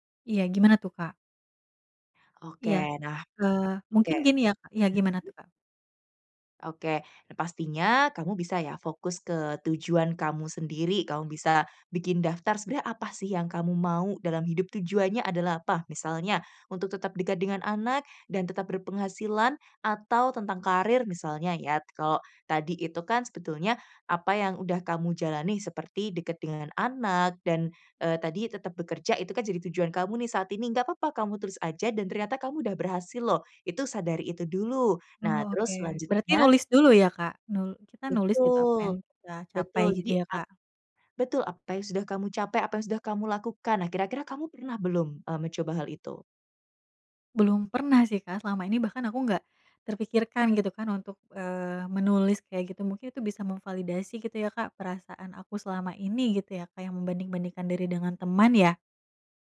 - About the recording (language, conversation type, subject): Indonesian, advice, Kenapa saya sering membandingkan diri dengan teman hingga merasa kurang dan cemburu?
- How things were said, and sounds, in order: other background noise